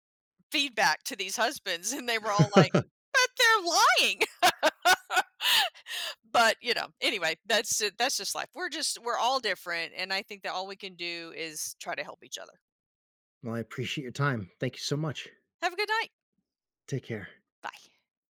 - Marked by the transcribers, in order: laughing while speaking: "and"; chuckle; laugh
- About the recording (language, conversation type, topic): English, unstructured, Does talking about feelings help mental health?
- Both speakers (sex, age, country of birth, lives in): female, 55-59, United States, United States; male, 40-44, United States, United States